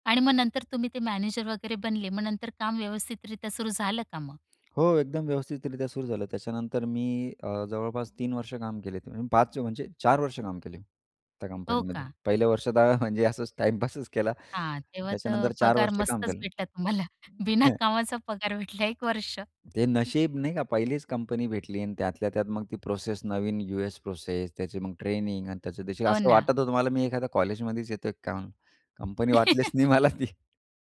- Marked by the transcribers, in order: tapping; laughing while speaking: "हं, म्हणजे असचं टाईमपासच केला"; laughing while speaking: "बिना कामाचा पगार भेटला एक वर्ष"; other background noise; laugh; laughing while speaking: "मला ती"
- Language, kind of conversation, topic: Marathi, podcast, तुमच्या कामाच्या प्रवासात तुम्हाला सर्वात जास्त समाधान देणारा क्षण कोणता होता?